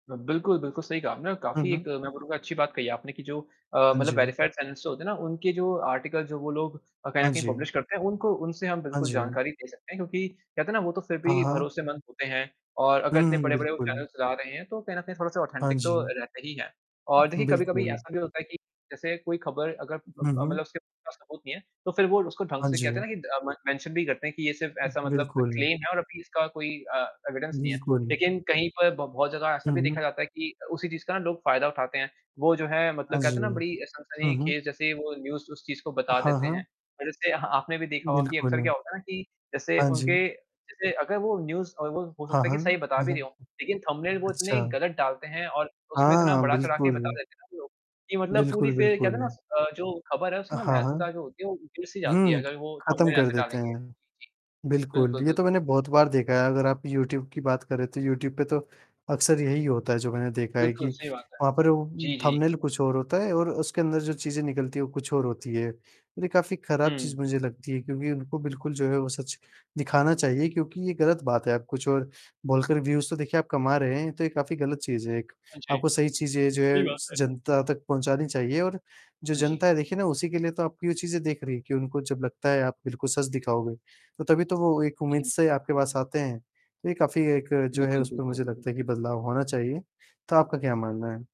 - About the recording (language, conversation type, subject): Hindi, unstructured, आपके विचार में सोशल मीडिया खबरों को कैसे प्रभावित करता है?
- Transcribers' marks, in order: static; in English: "वेरीफाइड चैनल्स"; in English: "आर्टिकल"; in English: "पब्लिश"; in English: "चैनल्स"; in English: "ऑथेंटिक"; in English: "में मेंशन"; in English: "क्लेम"; in English: "एविडेंस"; in English: "न्यूज़"; chuckle; in English: "न्यूज़"; distorted speech; in English: "थंबनेल"; tapping; in English: "थंबनेल"; in English: "थंबनेल"; in English: "व्यूज़"